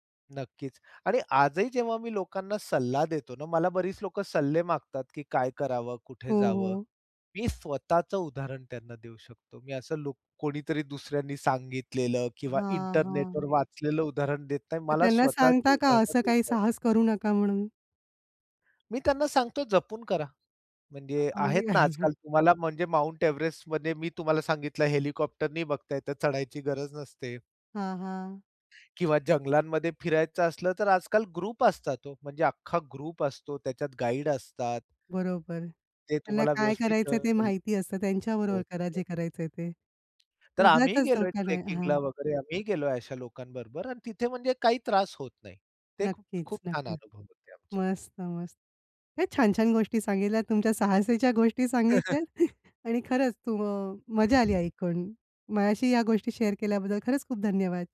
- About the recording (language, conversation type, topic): Marathi, podcast, तुमच्या आयुष्यातली सर्वात अविस्मरणीय साहसकथा कोणती आहे?
- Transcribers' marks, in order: other background noise; unintelligible speech; chuckle; in English: "ग्रुप"; in English: "ग्रुप"; unintelligible speech; other noise; tapping; in English: "ट्रेकिंगला"; chuckle; wind; in English: "शेअर"